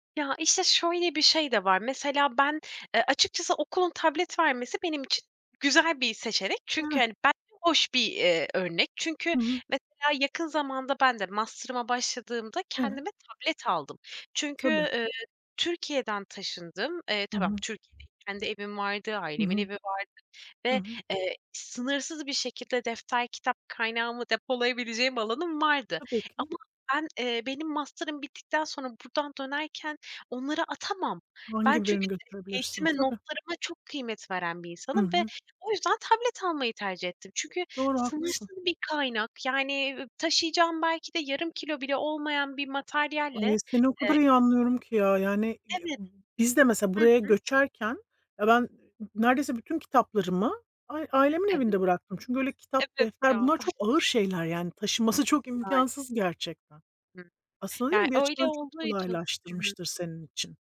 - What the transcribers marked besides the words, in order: other background noise; unintelligible speech; chuckle
- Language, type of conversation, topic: Turkish, unstructured, Eğitimde teknoloji kullanımı sence ne kadar önemli?